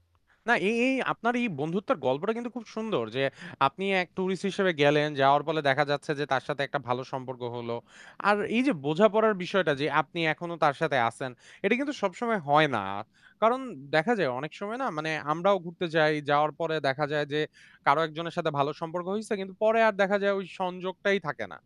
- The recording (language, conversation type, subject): Bengali, podcast, ভাষার ভিন্নতা সত্ত্বেও তুমি কীভাবে বন্ধুত্ব গড়ে তুলেছিলে?
- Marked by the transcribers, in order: static; tapping